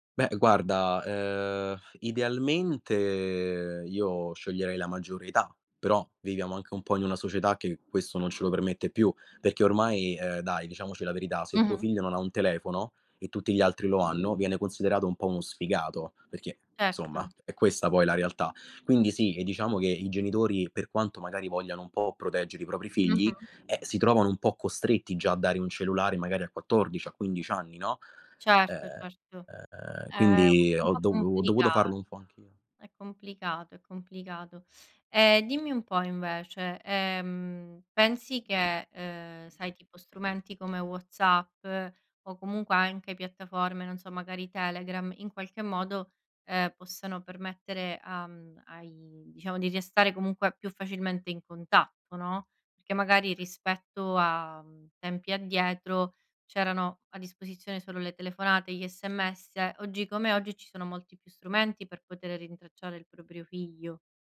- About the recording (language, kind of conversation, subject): Italian, podcast, Come proteggi i tuoi figli dalle insidie del web?
- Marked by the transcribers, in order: drawn out: "Ehm"; other background noise